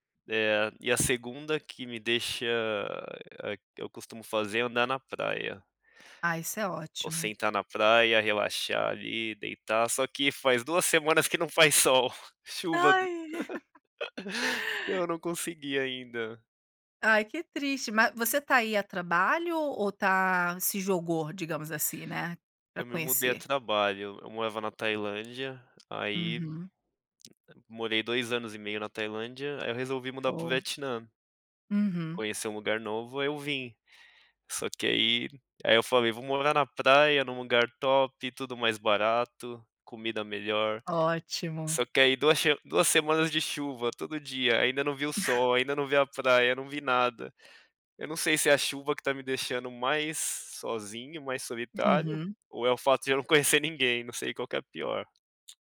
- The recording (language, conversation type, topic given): Portuguese, podcast, Quando você se sente sozinho, o que costuma fazer?
- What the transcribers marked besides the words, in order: chuckle; tapping